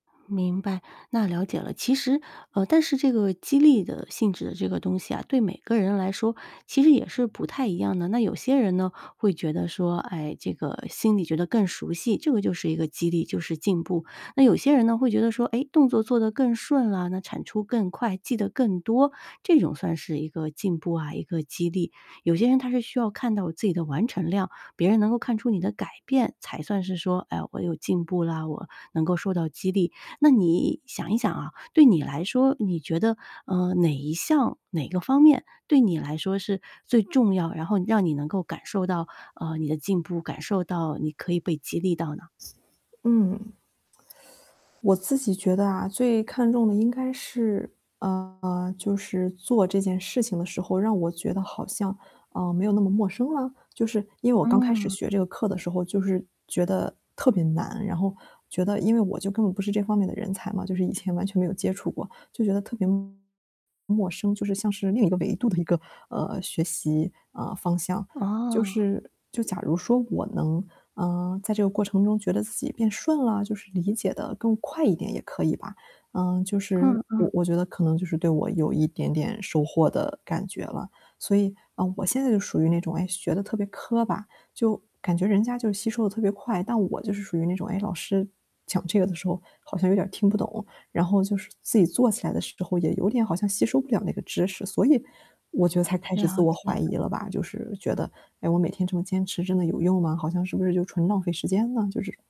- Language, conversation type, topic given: Chinese, advice, 当我觉得小步行动的效果不明显时，应该如何衡量自己的进展并坚持下去？
- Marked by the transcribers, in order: other background noise; tapping; teeth sucking; static; distorted speech